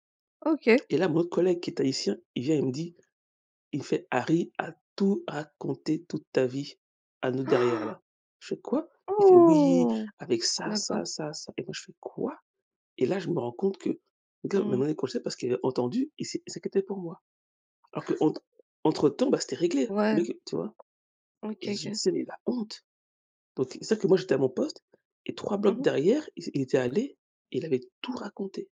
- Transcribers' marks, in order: gasp; drawn out: "Ouh"; unintelligible speech
- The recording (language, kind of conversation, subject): French, unstructured, Comment gérer un conflit au travail ou à l’école ?